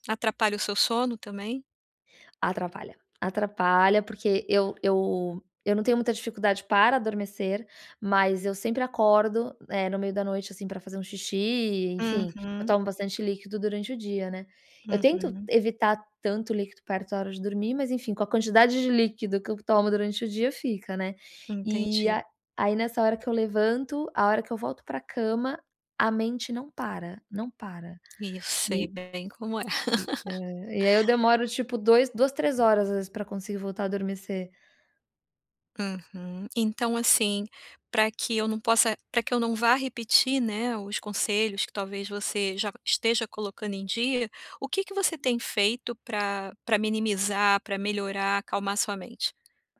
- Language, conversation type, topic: Portuguese, advice, Como posso acalmar a mente rapidamente?
- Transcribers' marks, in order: tapping; laugh